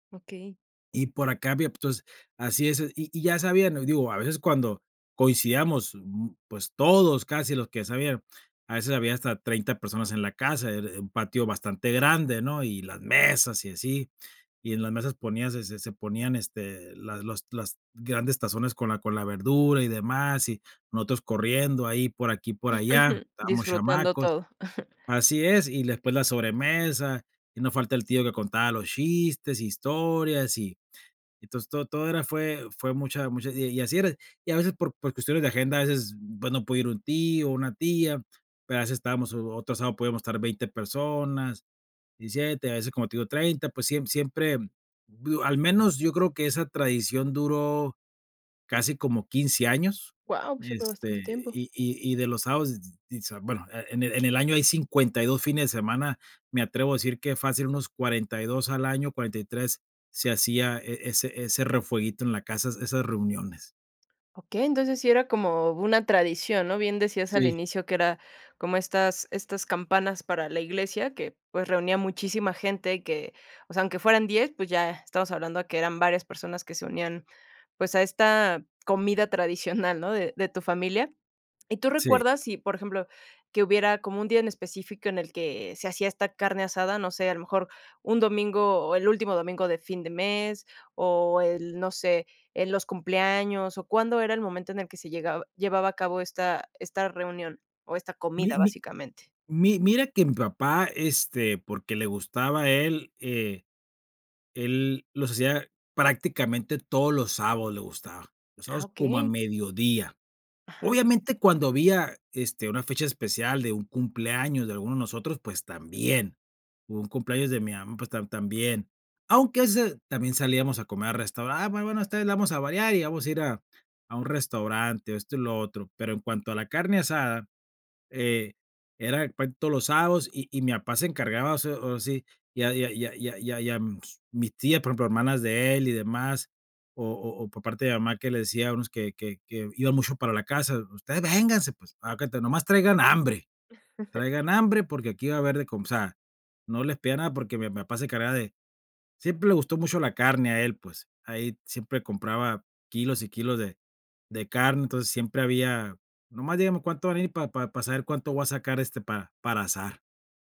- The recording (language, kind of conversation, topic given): Spanish, podcast, ¿Qué papel juega la comida en tu identidad familiar?
- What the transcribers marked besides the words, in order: laugh; laugh; tapping; "has de cuenta" said as "aecuenta"; laugh